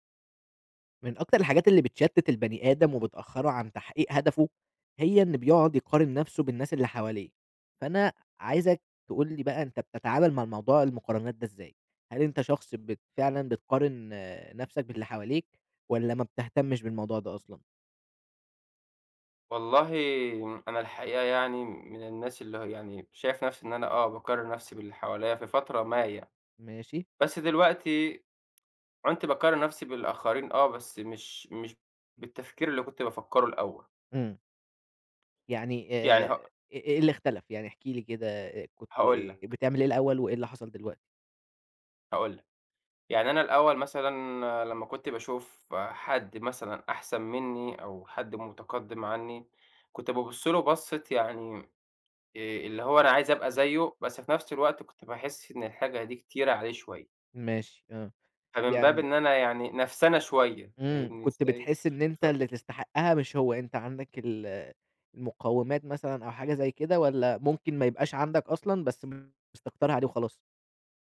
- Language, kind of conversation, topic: Arabic, podcast, إزاي بتتعامل مع إنك تقارن نفسك بالناس التانيين؟
- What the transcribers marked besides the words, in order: tapping; unintelligible speech